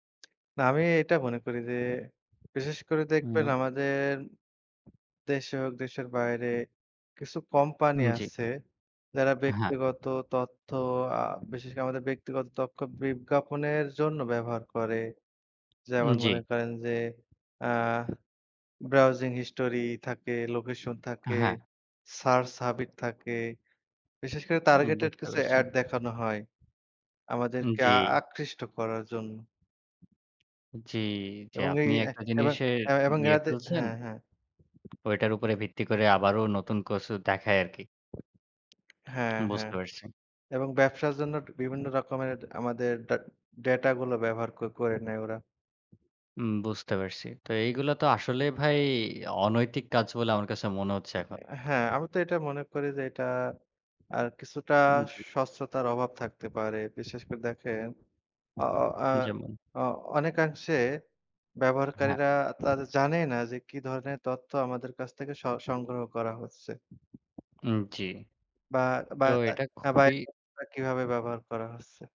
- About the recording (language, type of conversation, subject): Bengali, unstructured, টেক কোম্পানিগুলো কি আমাদের গোপনীয়তা নিয়ে ছিনিমিনি খেলছে?
- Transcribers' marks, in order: "হ্যাবিট" said as "হাবিট"; "কিছু" said as "কছু"; tapping; other background noise; unintelligible speech